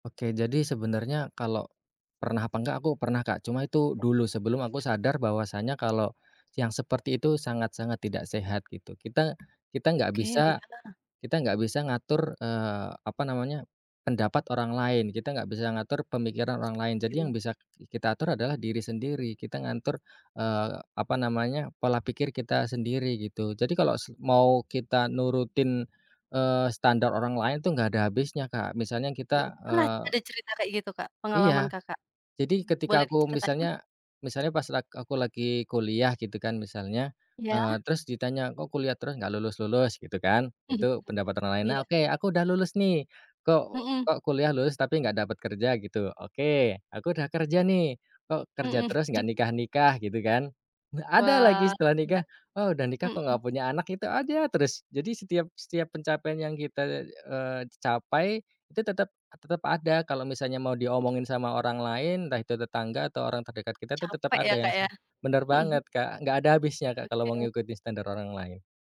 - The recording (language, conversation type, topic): Indonesian, podcast, Bagaimana kamu tahu kalau kamu sudah merasa cukup?
- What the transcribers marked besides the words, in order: other background noise; tapping; "ngatur" said as "ngantur"; chuckle